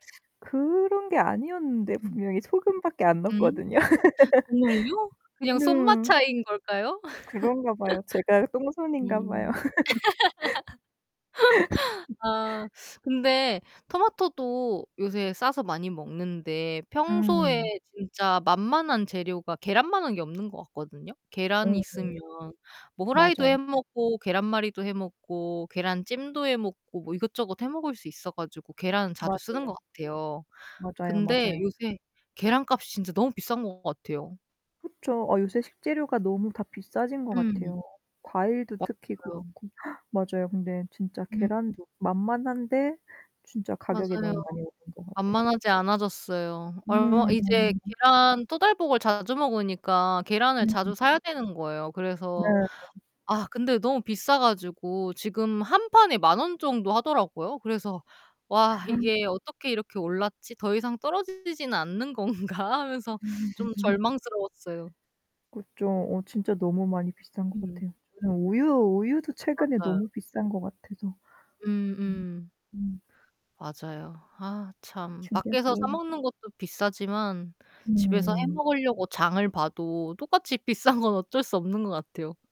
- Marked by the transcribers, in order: other background noise; distorted speech; gasp; laughing while speaking: "넣었거든요"; laugh; laughing while speaking: "봐요"; laugh; gasp; unintelligible speech; gasp; laughing while speaking: "건가?'"; static; unintelligible speech; laughing while speaking: "비싼"
- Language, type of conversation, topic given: Korean, unstructured, 요리할 때 가장 좋아하는 재료는 무엇인가요?